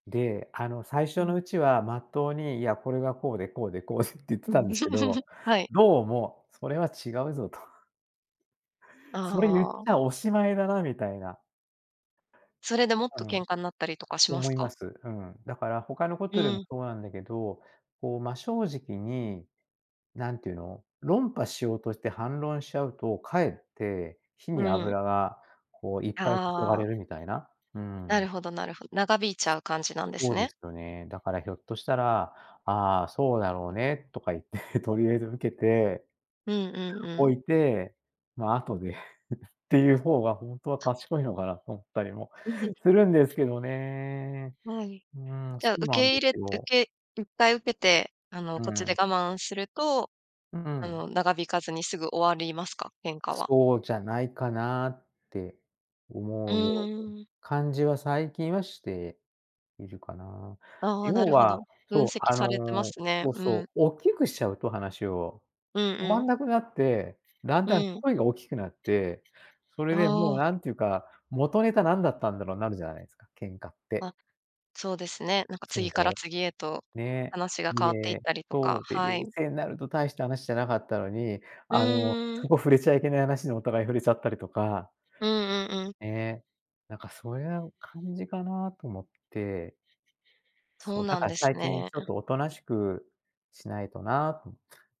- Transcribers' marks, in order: laughing while speaking: "こうでって言ってたんですけど"; giggle; laughing while speaking: "言って"; chuckle; other noise
- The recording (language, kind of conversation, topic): Japanese, advice, 頻繁に喧嘩してしまう関係を改善するには、どうすればよいですか？